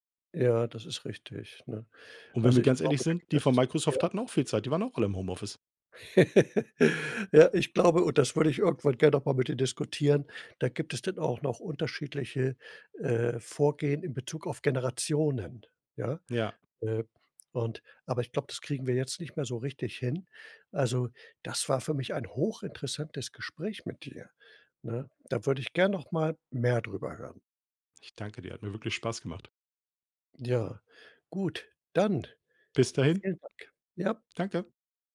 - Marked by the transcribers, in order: laugh; joyful: "Ja, ich glaube, und das … mit dir diskutieren"
- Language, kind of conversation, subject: German, podcast, Wie stehst du zu Homeoffice im Vergleich zum Büro?